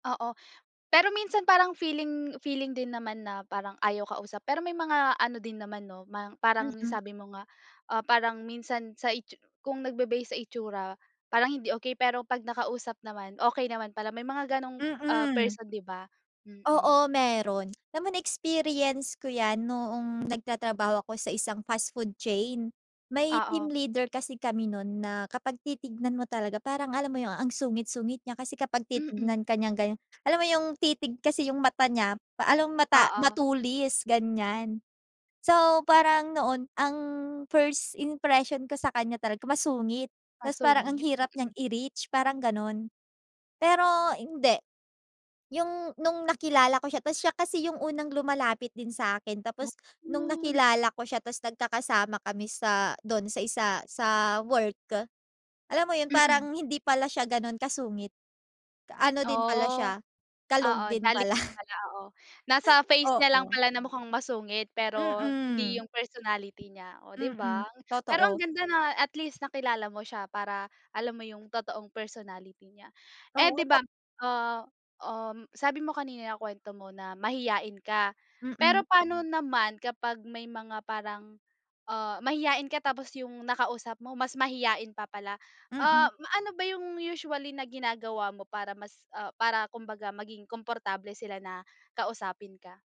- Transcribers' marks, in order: tapping
- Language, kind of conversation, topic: Filipino, podcast, Paano ka gumagawa ng unang hakbang para makipagkaibigan?